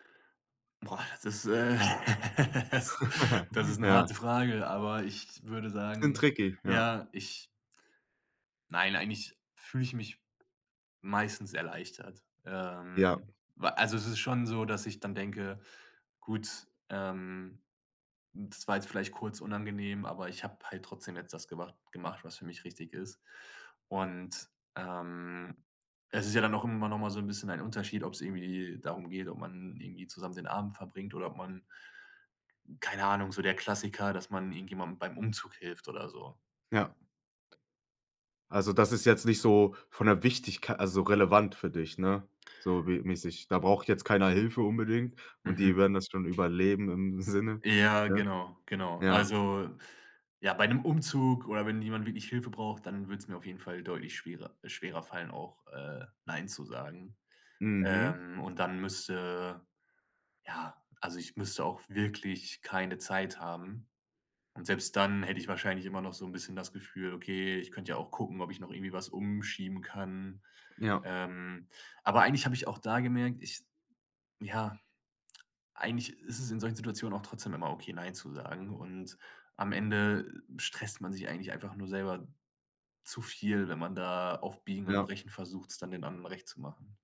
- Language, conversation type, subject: German, podcast, Wann sagst du bewusst nein, und warum?
- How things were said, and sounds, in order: laugh; laughing while speaking: "das"; laugh; unintelligible speech; in English: "tricky"